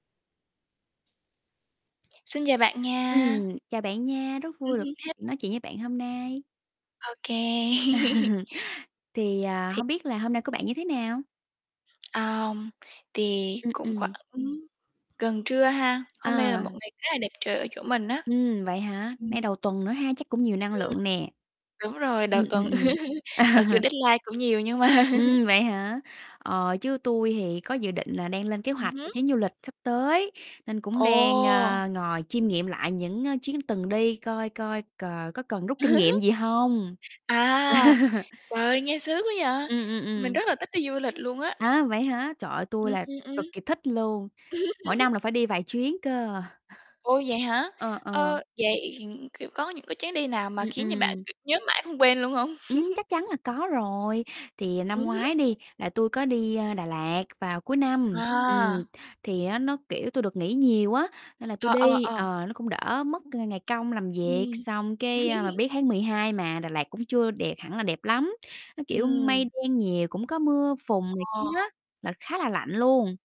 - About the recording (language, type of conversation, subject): Vietnamese, unstructured, Hành trình du lịch nào khiến bạn nhớ mãi không quên?
- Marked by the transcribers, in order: other background noise; distorted speech; tapping; chuckle; laugh; laugh; in English: "deadline"; chuckle; laugh; laugh; laugh; laugh; laugh; laugh